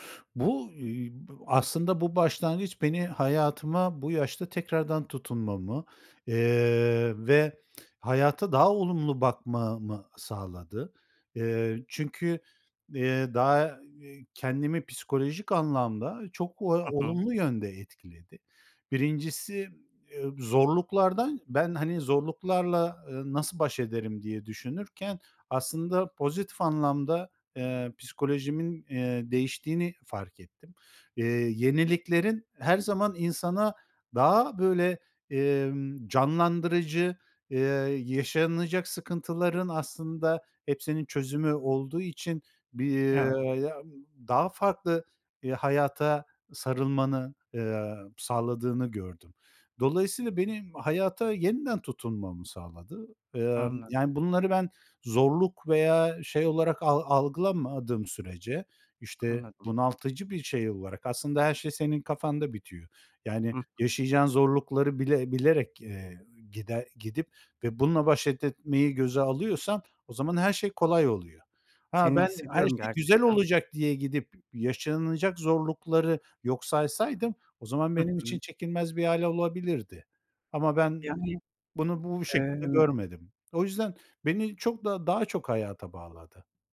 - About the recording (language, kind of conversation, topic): Turkish, podcast, Göç deneyimi yaşadıysan, bu süreç seni nasıl değiştirdi?
- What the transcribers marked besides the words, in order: unintelligible speech; unintelligible speech; other noise